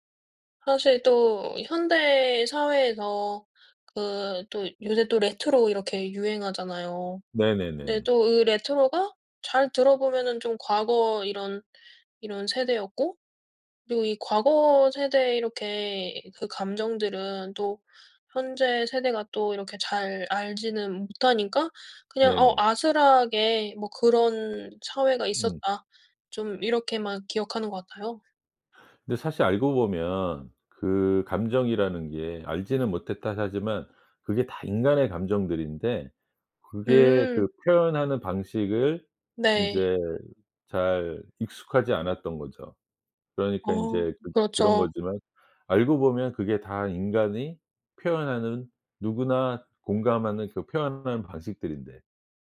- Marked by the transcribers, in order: in English: "레트로"; in English: "레트로가"
- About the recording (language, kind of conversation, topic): Korean, podcast, 어떤 음악을 들으면 옛사랑이 생각나나요?